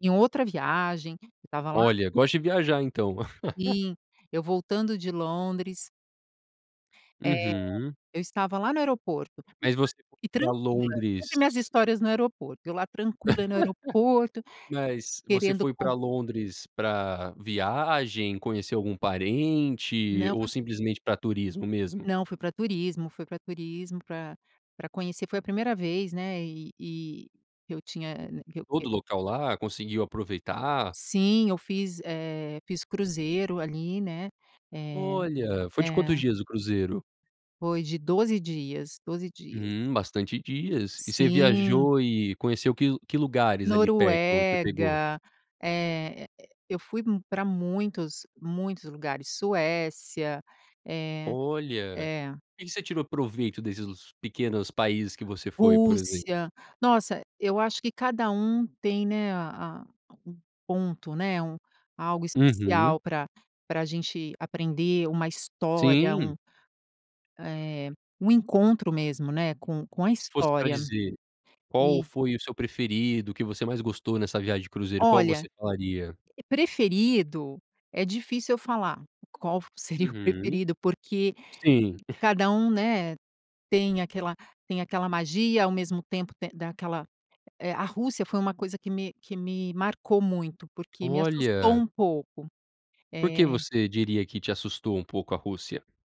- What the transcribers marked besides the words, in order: laugh; laugh; tapping; unintelligible speech; laughing while speaking: "seria o preferido"; chuckle
- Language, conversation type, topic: Portuguese, podcast, Como foi o encontro inesperado que você teve durante uma viagem?